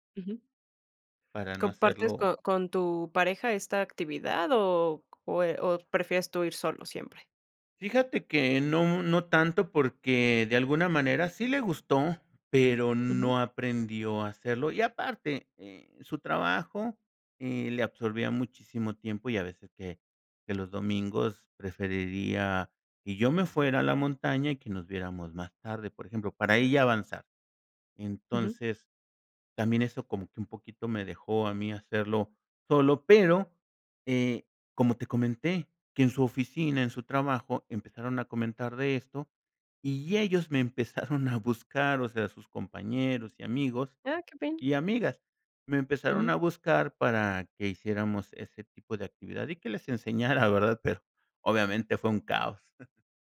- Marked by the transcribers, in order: chuckle
- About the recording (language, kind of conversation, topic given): Spanish, podcast, ¿Qué momento en la naturaleza te dio paz interior?